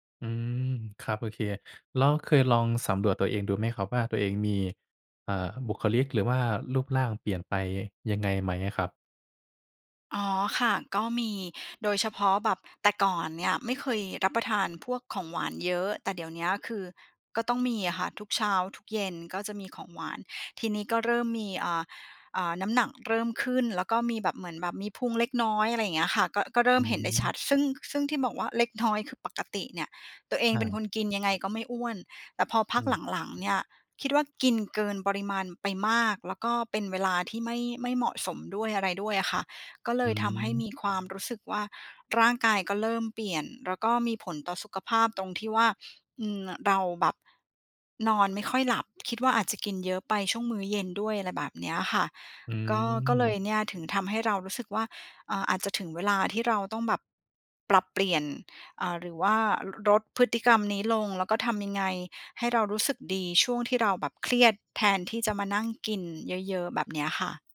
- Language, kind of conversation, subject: Thai, advice, ทำไมฉันถึงกินมากเวลาเครียดแล้วรู้สึกผิด และควรจัดการอย่างไร?
- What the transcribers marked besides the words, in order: wind; laughing while speaking: "เล็กน้อย"